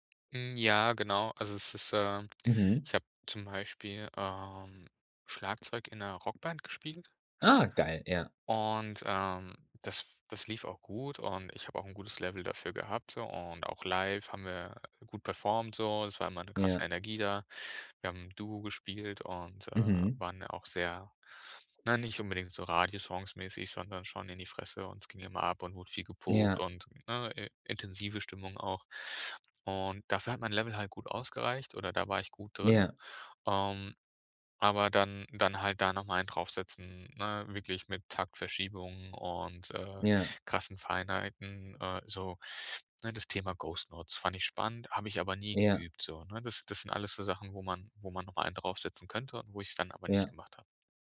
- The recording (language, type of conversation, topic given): German, podcast, Welche Gewohnheit stärkt deine innere Widerstandskraft?
- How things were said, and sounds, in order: surprised: "Ah"; in English: "ghost notes"